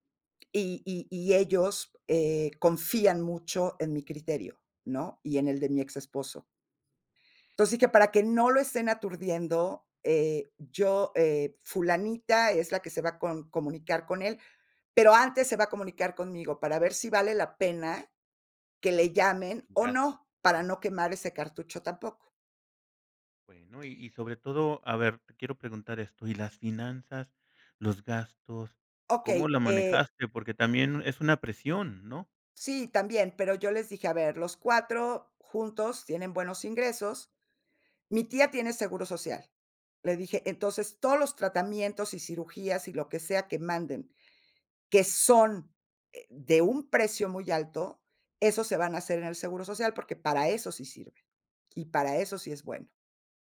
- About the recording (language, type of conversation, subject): Spanish, podcast, ¿Cómo manejas las decisiones cuando tu familia te presiona?
- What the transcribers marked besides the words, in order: none